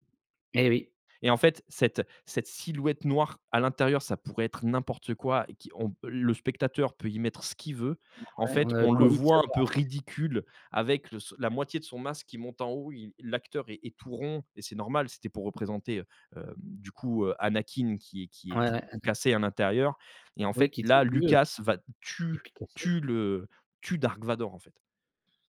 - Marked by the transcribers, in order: unintelligible speech
- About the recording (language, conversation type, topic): French, podcast, Quels éléments font, selon toi, une fin de film réussie ?